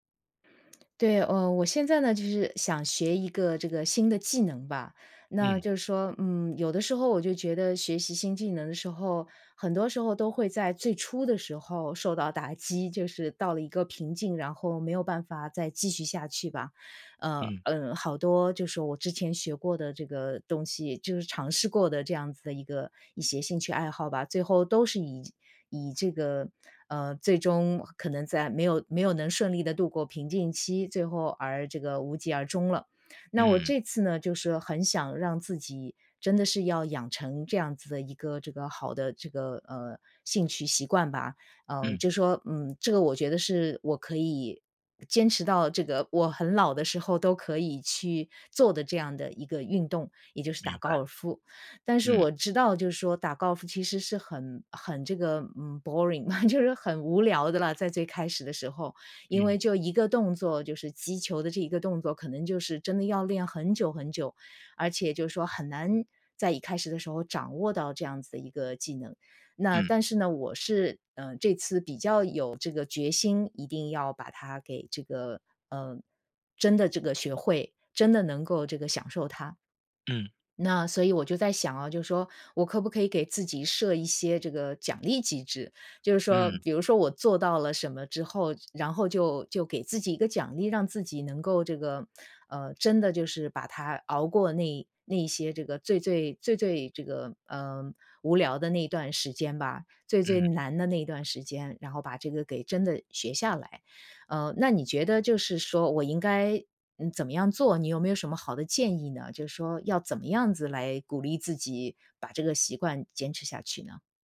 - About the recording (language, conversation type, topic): Chinese, advice, 我该如何选择一个有意义的奖励？
- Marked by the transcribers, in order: other background noise; laughing while speaking: "打击"; "瓶颈" said as "平静"; in English: "boring"; laugh; tapping